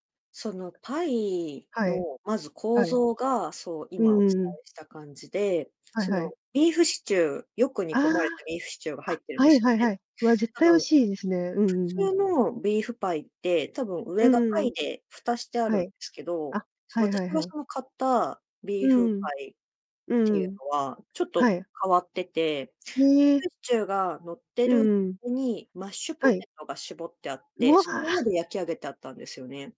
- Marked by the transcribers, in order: distorted speech
- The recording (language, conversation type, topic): Japanese, podcast, 忘れられない食体験があれば教えてもらえますか？